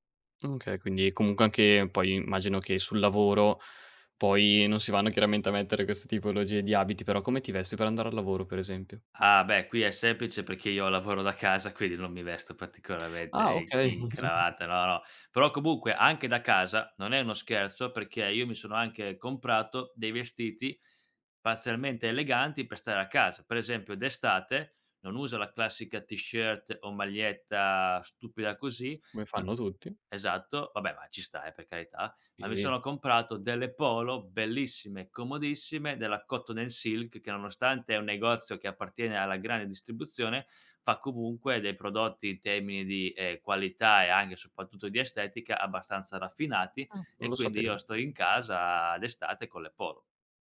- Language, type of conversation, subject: Italian, podcast, Come è cambiato il tuo stile nel tempo?
- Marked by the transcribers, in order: chuckle; tapping; in English: "t-shirt"; "anche" said as "anghe"